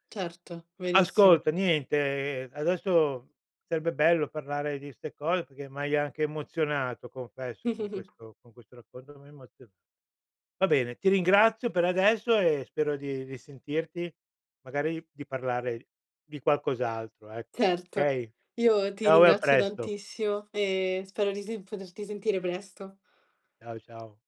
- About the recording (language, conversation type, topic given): Italian, podcast, Come hai deciso se seguire la tua famiglia o il tuo desiderio personale?
- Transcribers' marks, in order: other background noise; tapping